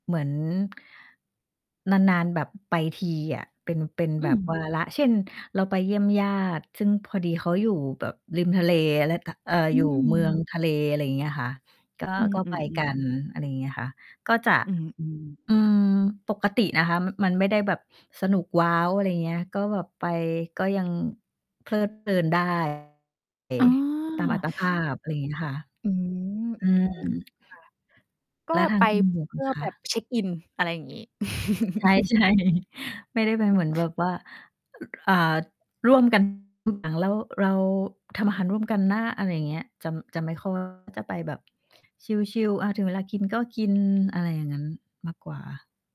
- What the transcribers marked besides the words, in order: other background noise; distorted speech; other noise; laughing while speaking: "ใช่ ๆ"; laugh
- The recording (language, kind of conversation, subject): Thai, unstructured, คุณชอบใช้เวลากับเพื่อนหรือกับครอบครัวมากกว่ากัน?
- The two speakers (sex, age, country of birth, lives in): female, 30-34, Thailand, Thailand; female, 45-49, Thailand, Thailand